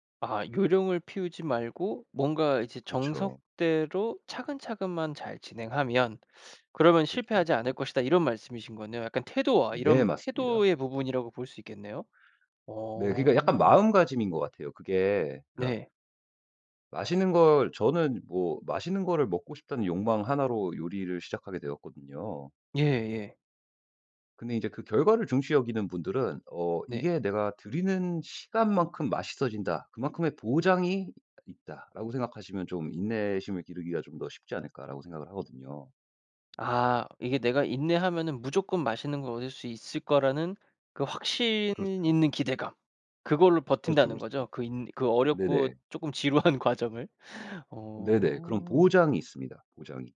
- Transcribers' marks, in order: tapping; laughing while speaking: "지루한"
- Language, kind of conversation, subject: Korean, podcast, 초보자에게 꼭 해주고 싶은 간단한 조언 한 가지는 무엇인가요?